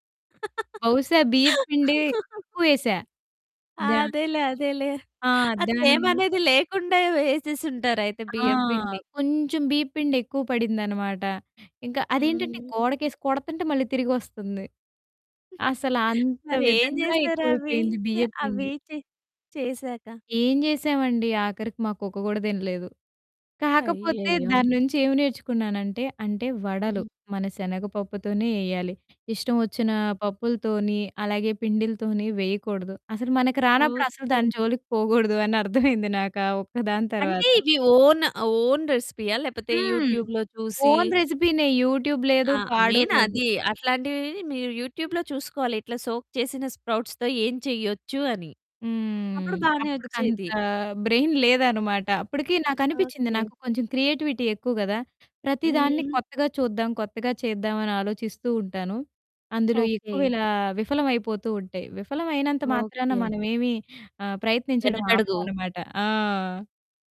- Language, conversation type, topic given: Telugu, podcast, వంటలో చేసిన ప్రయోగాలు విఫలమైనప్పుడు మీరు ఏమి నేర్చుకున్నారు?
- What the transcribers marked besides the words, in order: laugh; distorted speech; chuckle; other background noise; in English: "ఓన్, ఓన్"; in English: "యూట్యూబ్‌లో"; in English: "ఓన్ రెసిపీనే, యూట్యూబ్"; in English: "మెయిన్"; in English: "యూట్యూబ్‌లో"; in English: "సోక్"; in English: "స్ప్రౌట్స్‌తో"; in English: "బ్రెయిన్"; in English: "క్రియేటివిటీ"